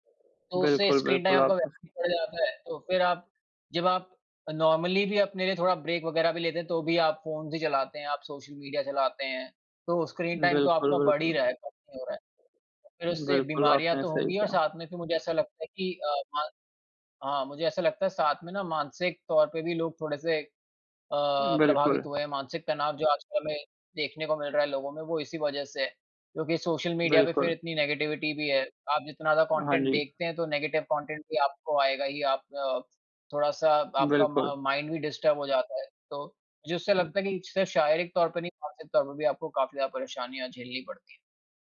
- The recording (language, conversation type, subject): Hindi, unstructured, आपके हिसाब से मोबाइल फोन ने हमारी ज़िंदगी को कैसे बेहतर बनाया है?
- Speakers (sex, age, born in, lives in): male, 20-24, India, India; male, 20-24, India, India
- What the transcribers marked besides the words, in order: in English: "स्क्रीन टाइम"; in English: "नॉर्मली"; in English: "ब्रेक"; in English: "फ़ोन्स"; in English: "स्क्रीन टाइम"; in English: "नेगेटिविटी"; tapping; in English: "कॉन्टेंट"; in English: "नेगेटिव कॉन्टेंट"; in English: "मा माइंड डिस्टर्ब"